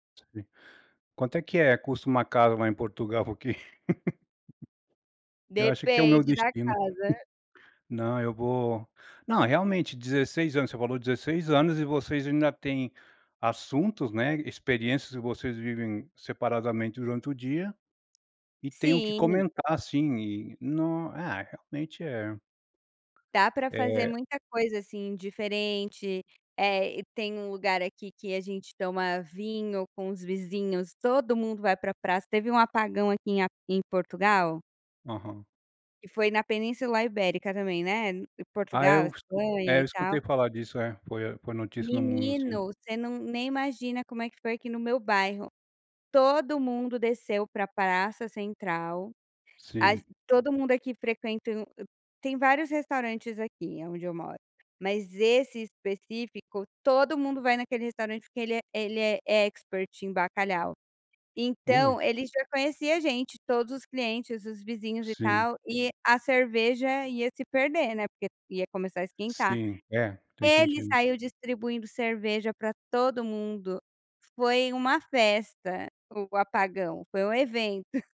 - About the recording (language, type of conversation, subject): Portuguese, podcast, Como manter a paixão depois de anos juntos?
- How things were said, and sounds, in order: laugh; chuckle; in English: "expert"